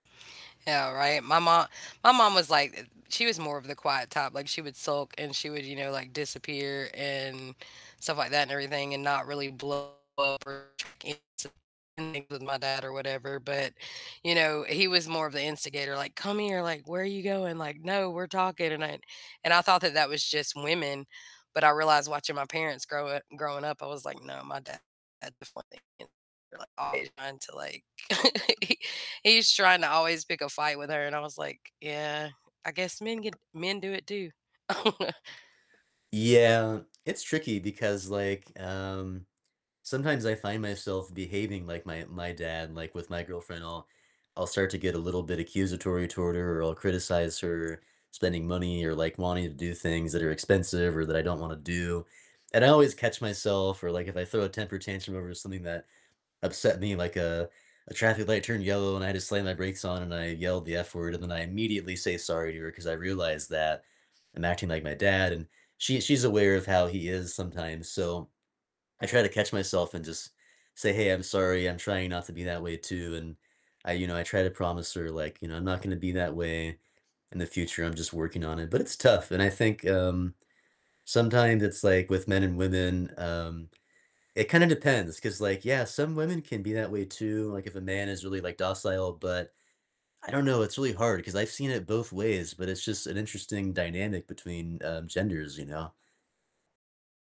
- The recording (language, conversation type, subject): English, unstructured, How should you respond when family members don’t respect your choices?
- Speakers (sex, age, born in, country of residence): female, 40-44, United States, United States; male, 35-39, United States, United States
- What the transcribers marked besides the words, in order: distorted speech; unintelligible speech; tapping; unintelligible speech; laugh; laugh; static